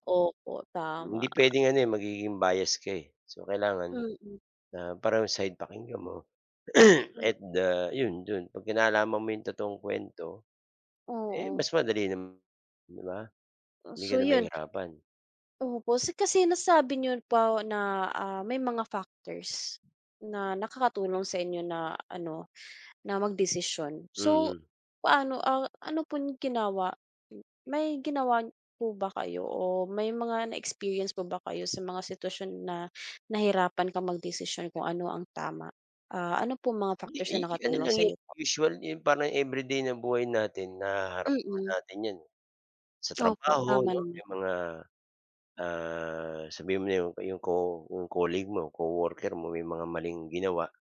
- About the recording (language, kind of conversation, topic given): Filipino, unstructured, Paano mo pinipili kung alin ang tama o mali?
- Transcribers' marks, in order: throat clearing